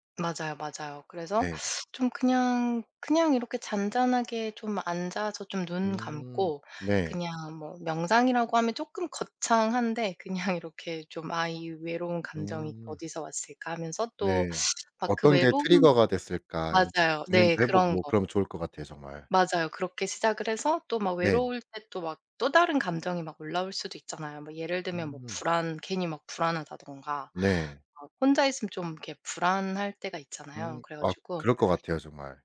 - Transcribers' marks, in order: laughing while speaking: "그냥"
- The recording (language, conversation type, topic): Korean, podcast, 외로움을 느낄 때 보통 어떻게 회복하시나요?